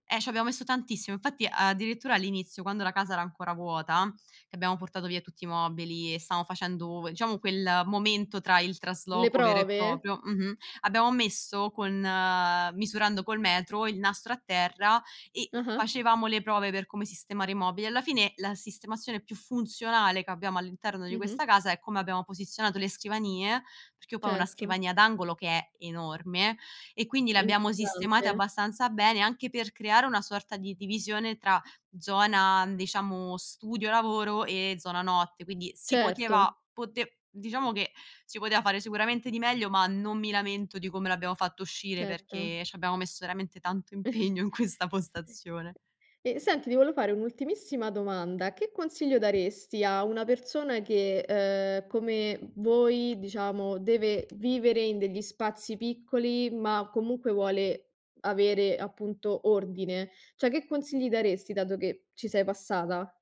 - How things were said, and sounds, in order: tapping; "poi" said as "po"; stressed: "enorme"; unintelligible speech; other background noise; chuckle; laughing while speaking: "impegno in questa"; "Cioè" said as "ceh"
- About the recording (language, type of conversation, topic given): Italian, podcast, Come sfrutti gli spazi piccoli per avere più ordine?